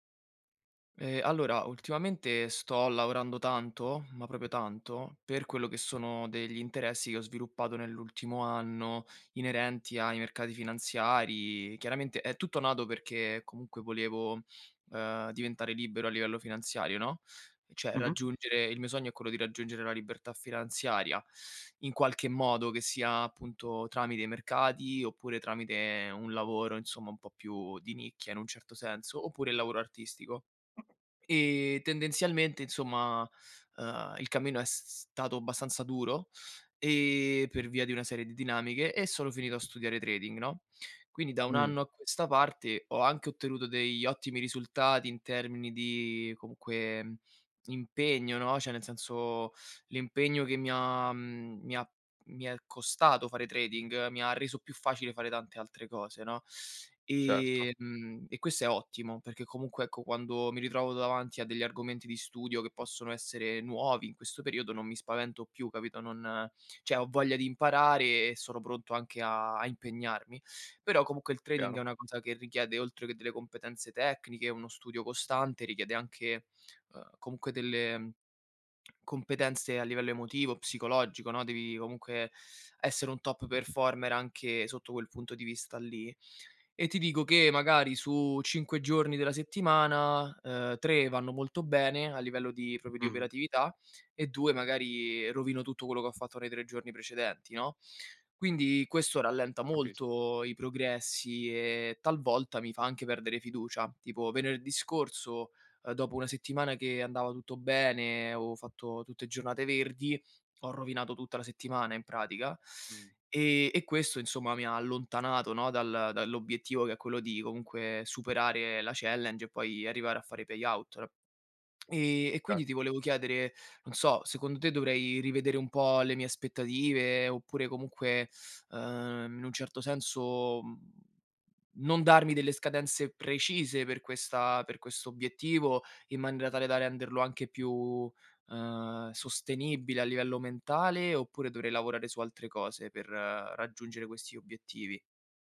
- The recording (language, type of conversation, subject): Italian, advice, Come posso gestire i progressi lenti e la perdita di fiducia nei risultati?
- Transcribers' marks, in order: other background noise; drawn out: "e"; in English: "trading"; drawn out: "di"; in English: "trading"; "cioè" said as "ceh"; in English: "trading"; tapping; in English: "top performer"; drawn out: "E"; in English: "challenge"; in English: "payout"; lip smack; drawn out: "e"; drawn out: "uhm"